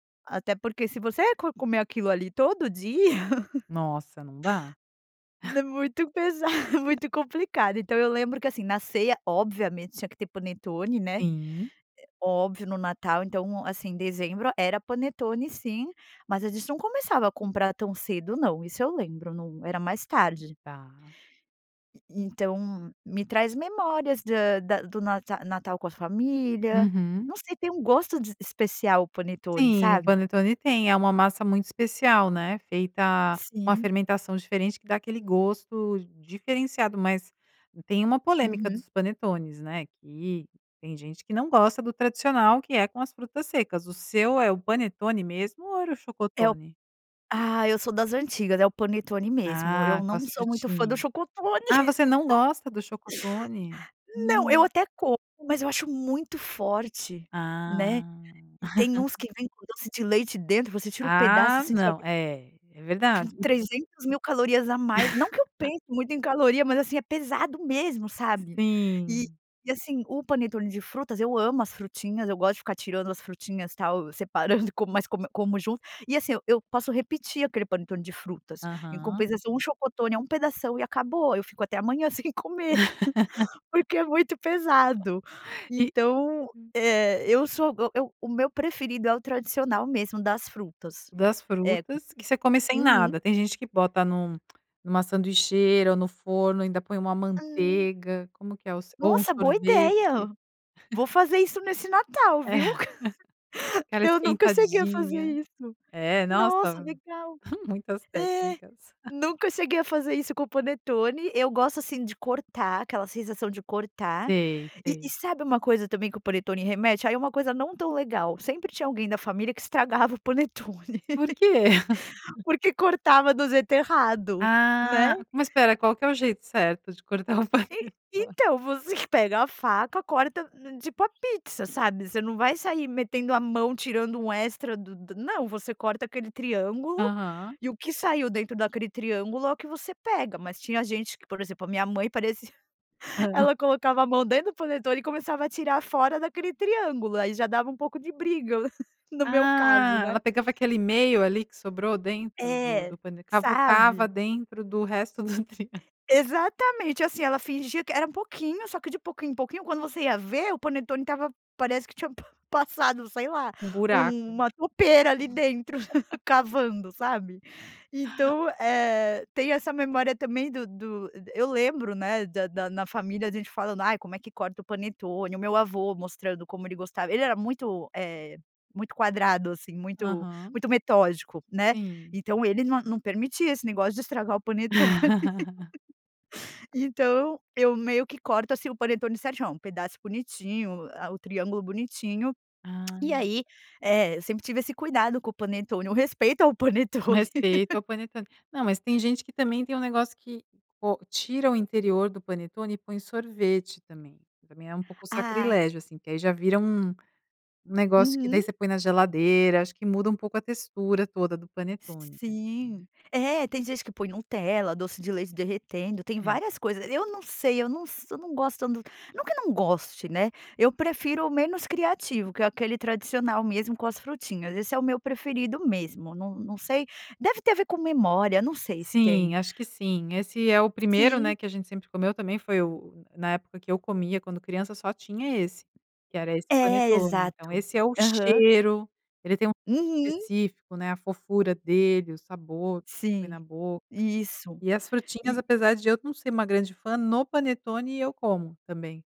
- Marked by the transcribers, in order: laugh; tapping; laugh; laugh; laugh; laugh; laugh; giggle; laugh; giggle; laugh; giggle; laugh; giggle; laughing while speaking: "panetone?"; giggle; unintelligible speech; laugh; giggle; laugh; laugh; laugh; unintelligible speech
- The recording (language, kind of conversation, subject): Portuguese, podcast, Tem alguma comida tradicional que traz memórias fortes pra você?